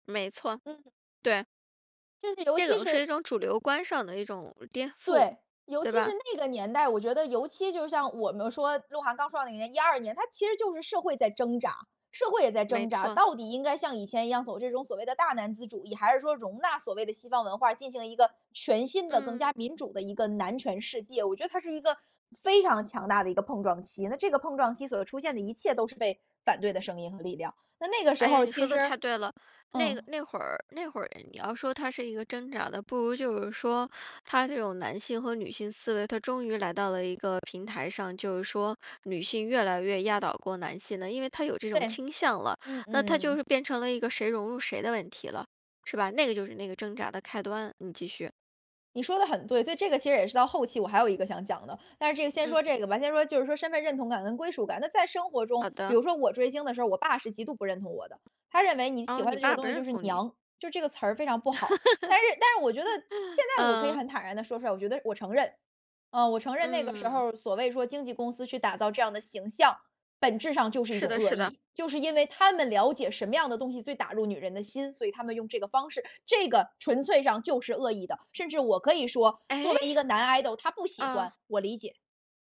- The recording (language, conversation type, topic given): Chinese, podcast, 粉丝文化为什么这么有力量？
- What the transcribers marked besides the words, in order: other background noise; tapping; laugh; in English: "idol"